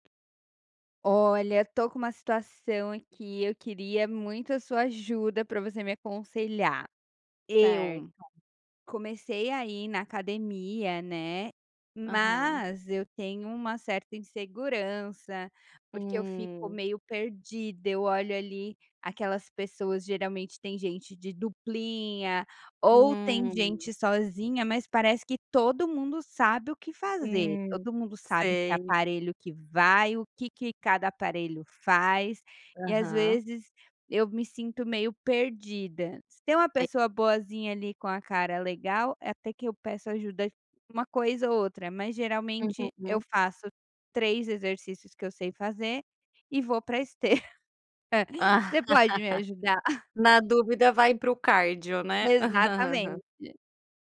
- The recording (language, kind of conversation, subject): Portuguese, advice, Como posso lidar com a ansiedade e a insegurança ao ir à academia pela primeira vez?
- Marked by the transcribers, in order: tapping; chuckle; laugh; chuckle; laugh